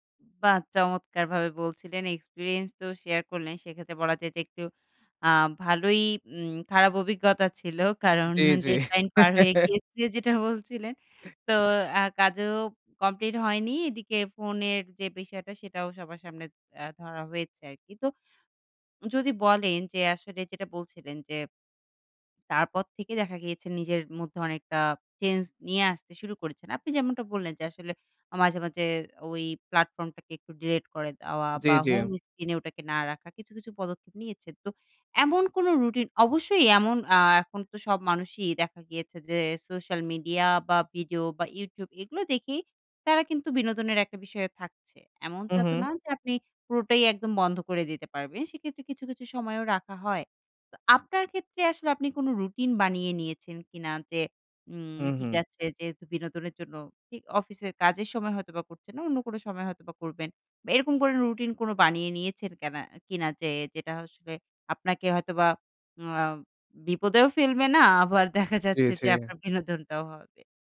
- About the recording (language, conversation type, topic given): Bengali, podcast, অনলাইন বিভ্রান্তি সামলাতে তুমি কী করো?
- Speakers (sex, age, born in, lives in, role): female, 25-29, Bangladesh, Bangladesh, host; male, 25-29, Bangladesh, Bangladesh, guest
- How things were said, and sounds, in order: laugh; laughing while speaking: "যেটা বলছিলেন"; chuckle; other noise; "আসলে" said as "হাসলে"; laughing while speaking: "আবার দেখা যাচ্ছে যে, আপনার বিনোদনটাও হবে"